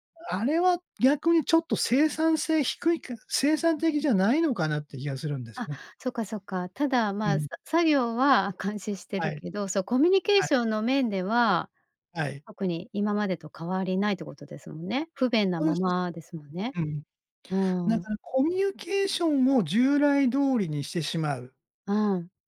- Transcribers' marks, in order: none
- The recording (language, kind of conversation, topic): Japanese, podcast, これからのリモートワークは将来どのような形になっていくと思いますか？